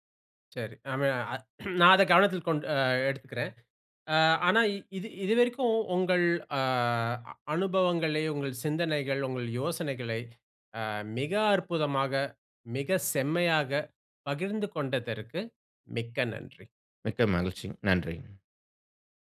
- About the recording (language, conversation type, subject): Tamil, podcast, சிறிய வீடுகளில் இடத்தைச் சிக்கனமாகப் பயன்படுத்தி யோகா செய்ய என்னென்ன எளிய வழிகள் உள்ளன?
- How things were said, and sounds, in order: throat clearing